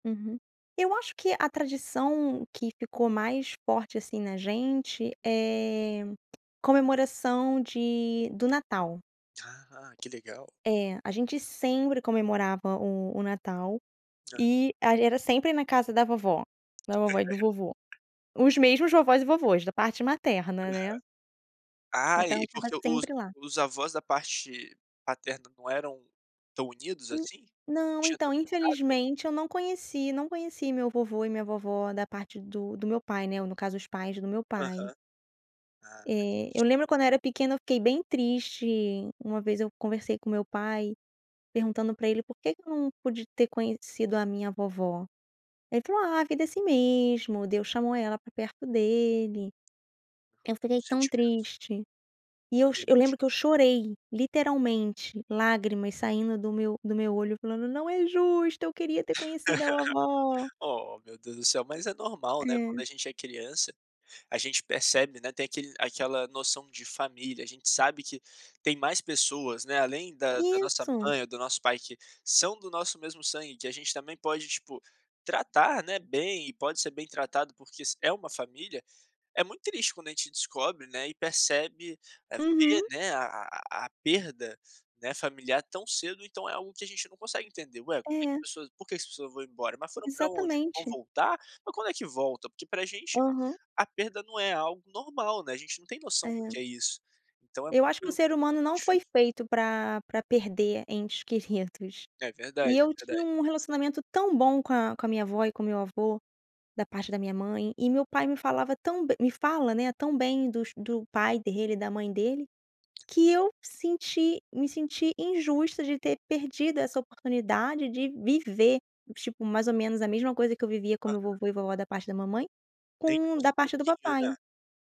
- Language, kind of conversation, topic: Portuguese, podcast, De que modo os avós influenciam os valores das crianças?
- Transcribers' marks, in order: tapping; giggle; laugh